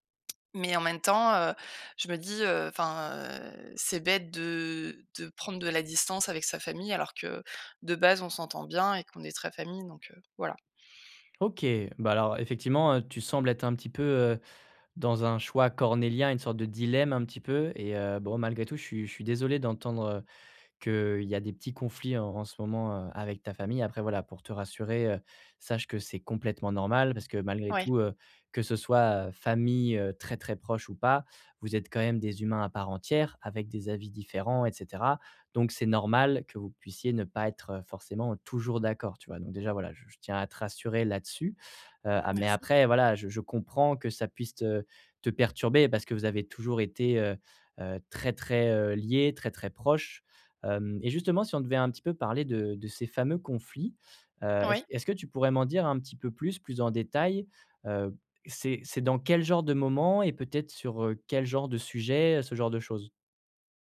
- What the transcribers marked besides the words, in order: tapping
- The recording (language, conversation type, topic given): French, advice, Comment concilier mes valeurs personnelles avec les attentes de ma famille sans me perdre ?
- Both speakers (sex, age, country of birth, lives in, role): female, 35-39, France, France, user; male, 25-29, France, France, advisor